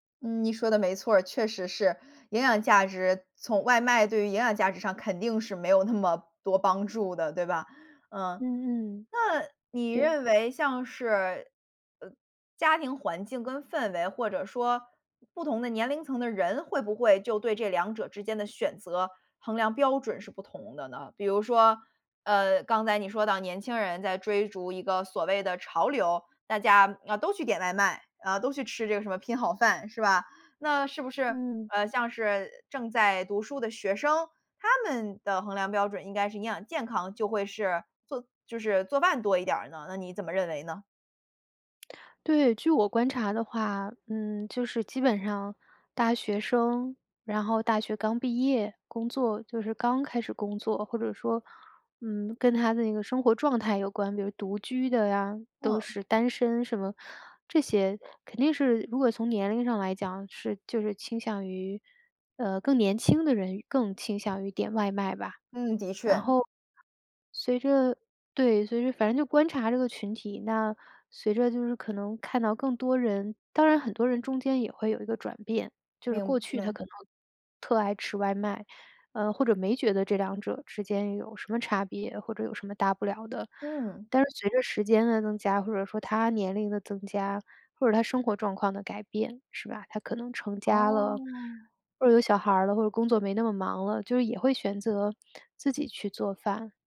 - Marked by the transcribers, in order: laughing while speaking: "那么"; lip smack; other background noise
- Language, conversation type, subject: Chinese, podcast, 你怎么看外卖和自己做饭的区别？